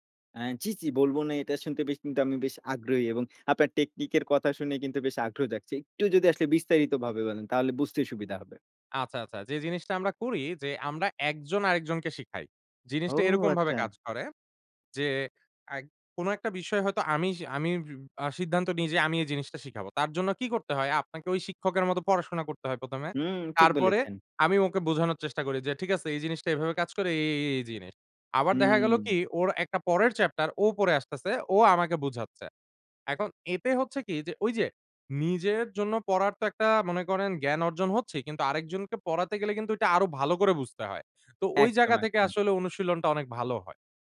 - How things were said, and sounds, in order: in English: "টেকনিক"
- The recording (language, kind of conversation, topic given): Bengali, podcast, ব্যস্ত জীবনে আপনি শেখার জন্য সময় কীভাবে বের করেন?
- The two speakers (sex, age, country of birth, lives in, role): male, 20-24, Bangladesh, Bangladesh, host; male, 25-29, Bangladesh, Bangladesh, guest